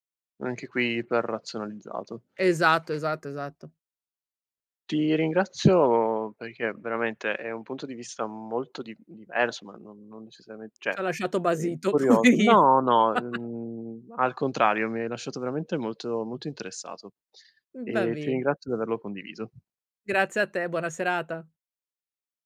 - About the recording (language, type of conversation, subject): Italian, podcast, Come riconosci che sei vittima della paralisi da scelta?
- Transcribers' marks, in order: tapping; "cioè" said as "ceh"; laughing while speaking: "Poverino"; chuckle; other background noise